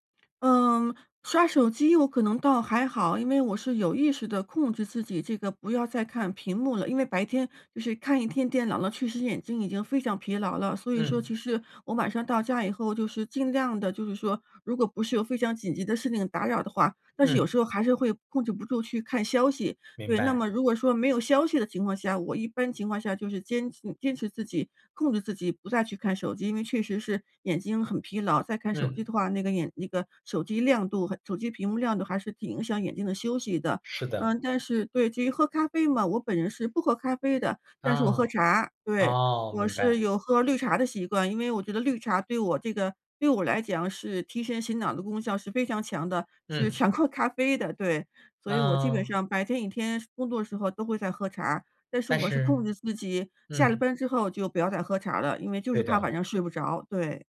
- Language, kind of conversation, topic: Chinese, advice, 我晚上睡不好、白天总是没精神，该怎么办？
- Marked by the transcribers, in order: other background noise; laughing while speaking: "强过咖啡"